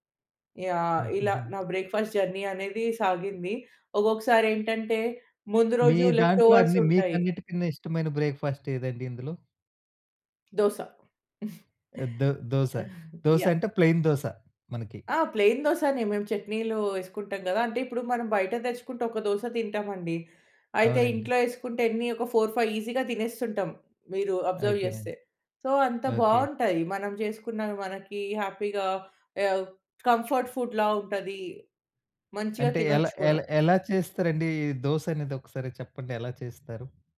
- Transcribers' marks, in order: in English: "బ్రేక్‌ఫాస్ట్ జర్నీ"; other background noise; in English: "లెఫ్టోవర్స్"; in English: "బ్రేక్‌ఫాస్ట్"; giggle; in English: "ప్లెయిన్"; in English: "ప్లెయిన్"; in English: "ఫోర్ ఫైవ్ ఈజీగా"; in English: "అబ్జర్వ్"; in English: "సో"; in English: "హ్యాపీగా"; in English: "కంఫర్ట్ ఫుడ్‌లా"
- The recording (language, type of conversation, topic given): Telugu, podcast, సాధారణంగా మీరు అల్పాహారంగా ఏమి తింటారు?